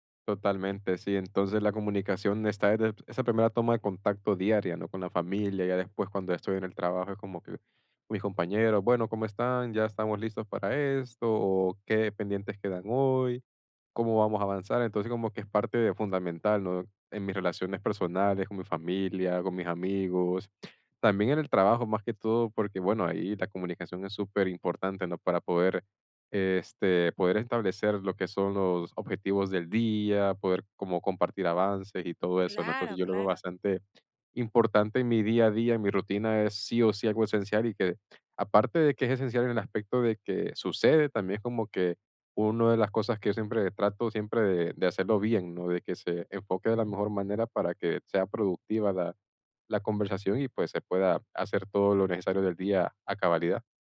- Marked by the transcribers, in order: none
- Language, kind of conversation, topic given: Spanish, podcast, ¿Qué importancia tiene la comunicación en tu día a día?